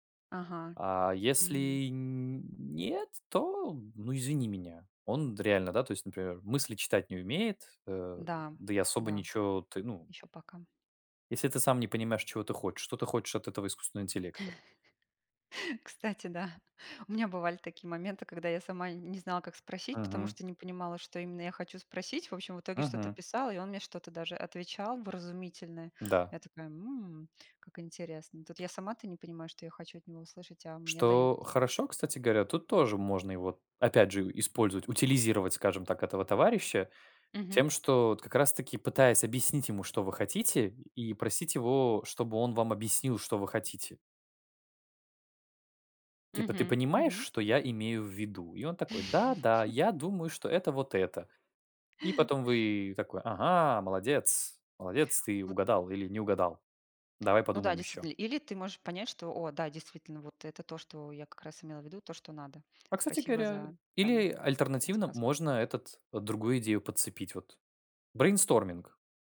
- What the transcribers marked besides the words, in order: laugh; tapping; laughing while speaking: "да"; laugh
- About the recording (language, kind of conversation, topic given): Russian, unstructured, Как технологии изменили ваш подход к обучению и саморазвитию?